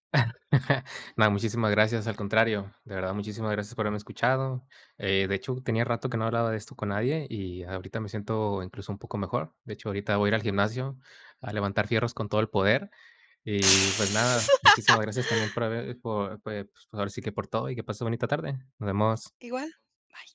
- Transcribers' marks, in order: chuckle; laugh
- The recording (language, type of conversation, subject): Spanish, podcast, ¿Qué haces para desconectarte del trabajo al terminar el día?